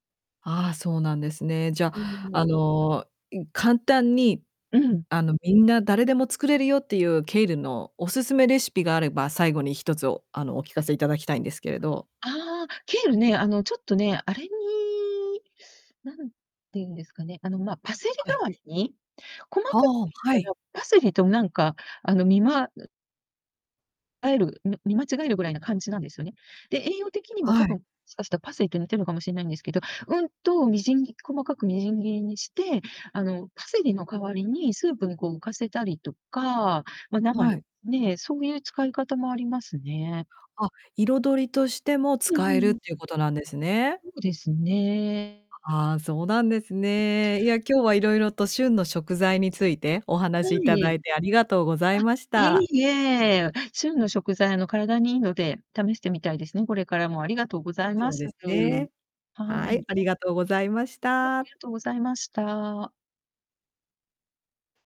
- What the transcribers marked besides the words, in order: distorted speech; unintelligible speech
- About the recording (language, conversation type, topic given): Japanese, podcast, 旬の食材を普段の食事にどのように取り入れていますか？